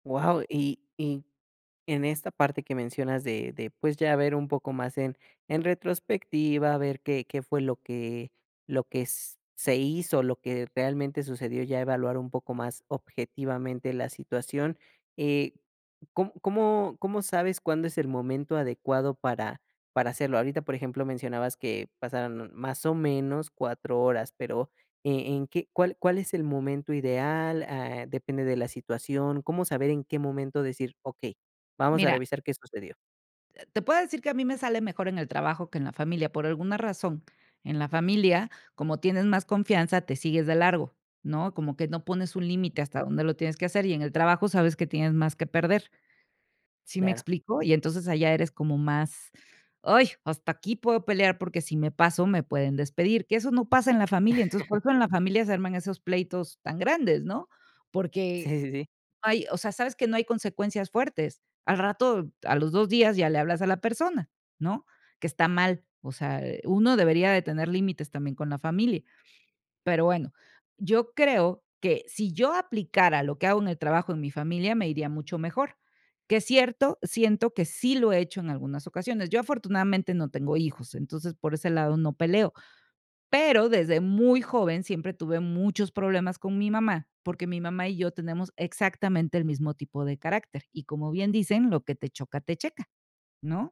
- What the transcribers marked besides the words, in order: chuckle
- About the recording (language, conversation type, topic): Spanish, podcast, ¿Cómo puedes reconocer tu parte en un conflicto familiar?